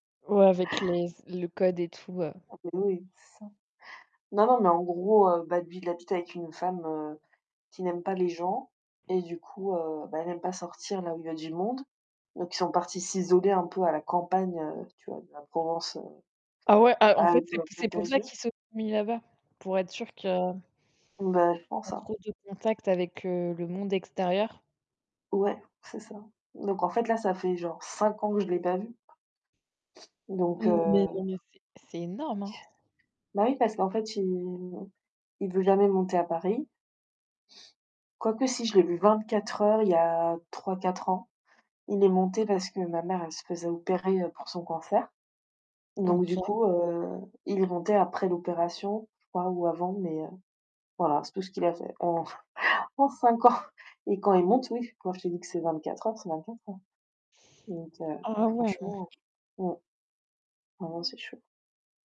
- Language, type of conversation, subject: French, unstructured, La sagesse vient-elle de l’expérience ou de l’éducation ?
- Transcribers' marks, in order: distorted speech; other background noise; tapping; static; chuckle